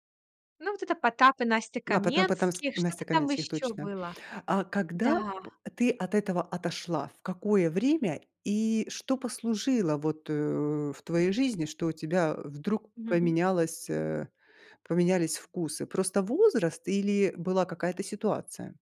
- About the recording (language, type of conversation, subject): Russian, podcast, Как меняются твои музыкальные вкусы с возрастом?
- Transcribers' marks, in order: none